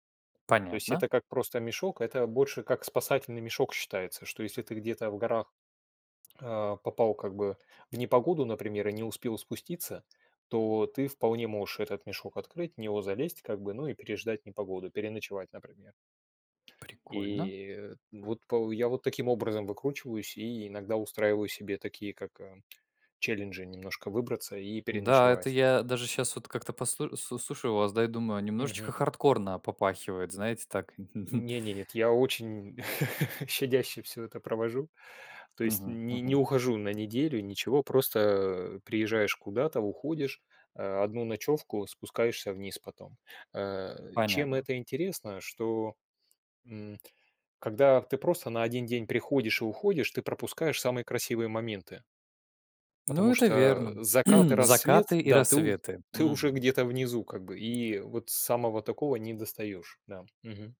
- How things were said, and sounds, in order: tapping; chuckle; throat clearing
- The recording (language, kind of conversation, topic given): Russian, unstructured, Как спорт помогает справляться со стрессом?